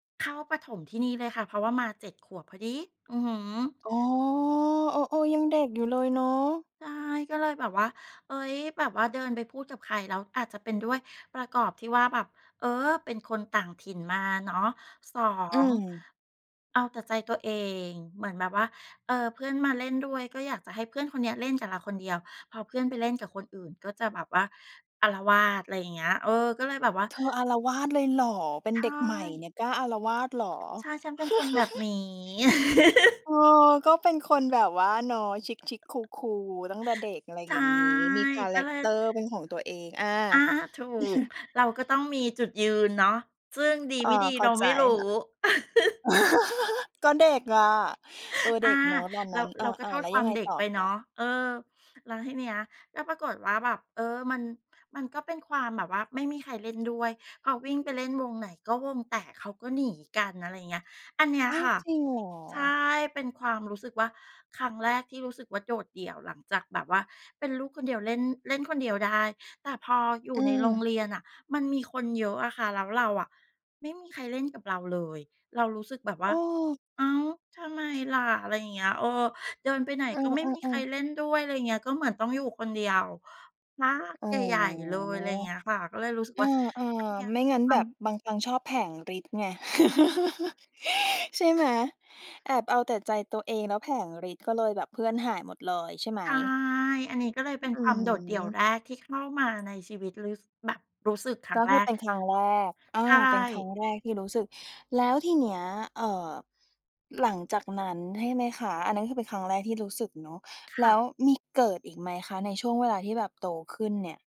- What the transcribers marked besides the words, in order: stressed: "ดี"; chuckle; laugh; in English: "ชิค ๆ cool cool"; stressed: "ใช่"; chuckle; laugh; drawn out: "อ๋อ"; laugh; other noise
- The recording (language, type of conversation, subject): Thai, podcast, คุณเคยรู้สึกโดดเดี่ยวทั้งที่มีคนอยู่รอบตัวไหม และอยากเล่าให้ฟังไหม?